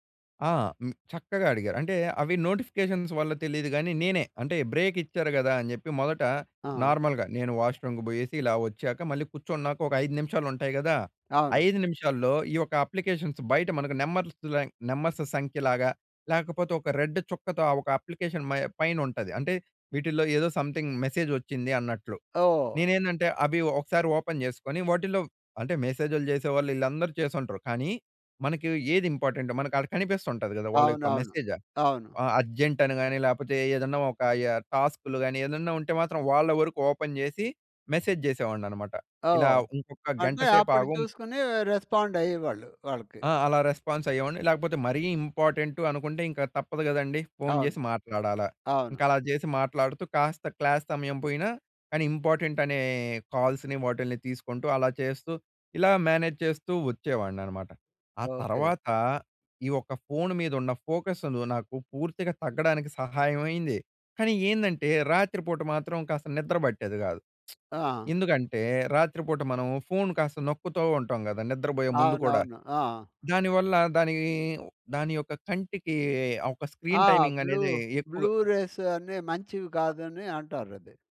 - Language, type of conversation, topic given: Telugu, podcast, ఫోన్ నోటిఫికేషన్లను మీరు ఎలా నిర్వహిస్తారు?
- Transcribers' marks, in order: in English: "నోటిఫికేషన్స్"; in English: "బ్రేక్"; in English: "నార్మల్‍గ"; in English: "వాష్ రూమ్‌కి"; in English: "అప్లికేషన్స్"; in English: "నెంబర్స్"; in English: "రెడ్"; in English: "అప్లికేషన్"; in English: "సంథింగ్ మెసేజ్"; in English: "ఓపెన్"; in English: "అర్జెంట్"; in English: "ఓపెన్"; in English: "మెసేజ్"; in English: "రెస్పాండ్"; in English: "రెస్పాన్స్"; in English: "క్లాస్"; in English: "ఇంపార్టెంట్"; in English: "కాల్స్‌ని"; in English: "మేనేజ్"; lip smack; in English: "స్క్రీన్ టైమింగ్"; in English: "బ్లూ బ్లూ రేస్"